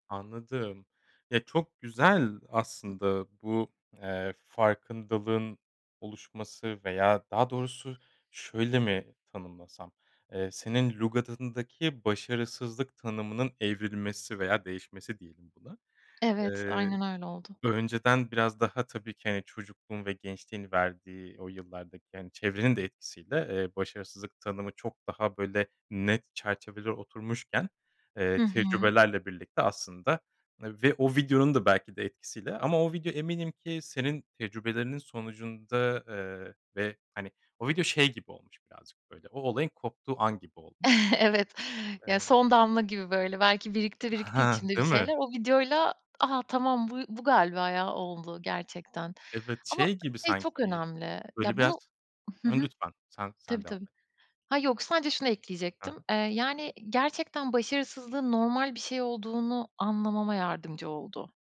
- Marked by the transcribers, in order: other noise; other background noise; "lügatındaki" said as "lugatındaki"; chuckle
- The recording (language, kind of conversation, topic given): Turkish, podcast, Başarısızlıktan sonra nasıl toparlanırsın?